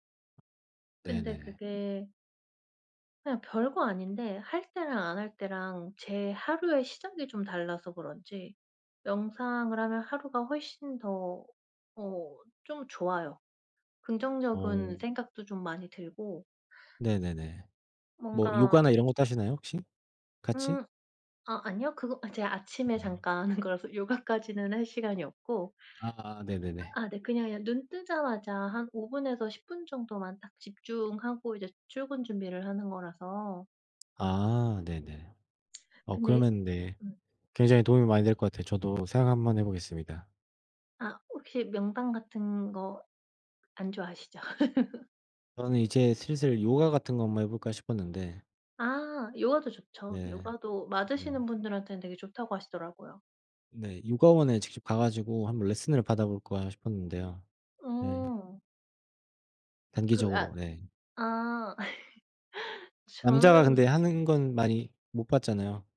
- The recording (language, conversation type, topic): Korean, unstructured, 취미가 스트레스 해소에 어떻게 도움이 되나요?
- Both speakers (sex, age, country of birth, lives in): female, 35-39, South Korea, South Korea; male, 30-34, South Korea, Germany
- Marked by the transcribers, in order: tapping; other background noise; "긍정적인" said as "긍정적은"; laughing while speaking: "하는 거라서"; lip smack; laugh; laugh